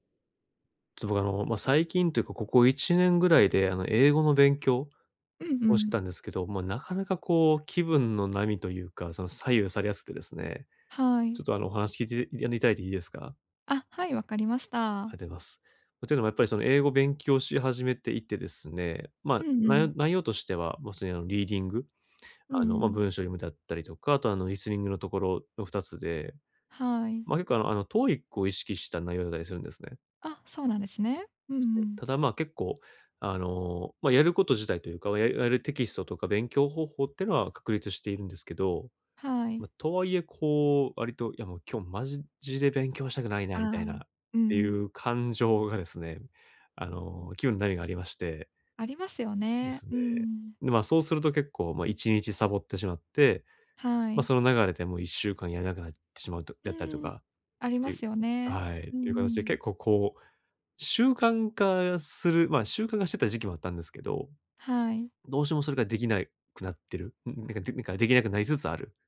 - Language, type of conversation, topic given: Japanese, advice, 気分に左右されずに習慣を続けるにはどうすればよいですか？
- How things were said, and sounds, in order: none